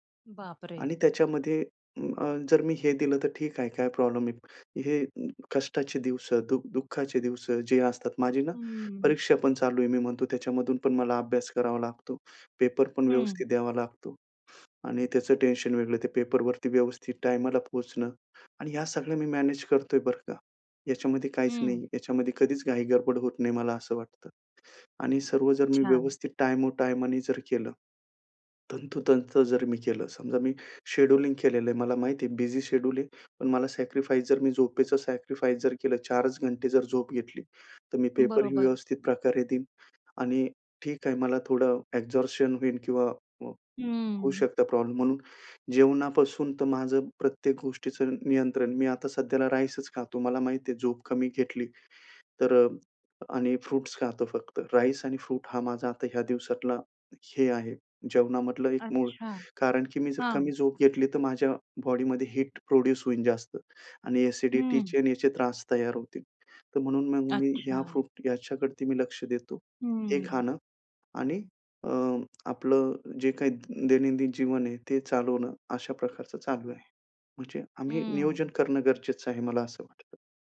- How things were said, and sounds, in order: other background noise; in English: "सॅक्रिफाईस"; in English: "सॅक्रिफाईस"; in English: "एक्झर्शन"; in English: "राईसच"; in English: "फ्रुट्स"; in English: "राईस"; in English: "फ्रूट"; in English: "हीट प्रोड्यूस"; in English: "फ्रूट"
- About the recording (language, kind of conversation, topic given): Marathi, podcast, काम करतानाही शिकण्याची सवय कशी टिकवता?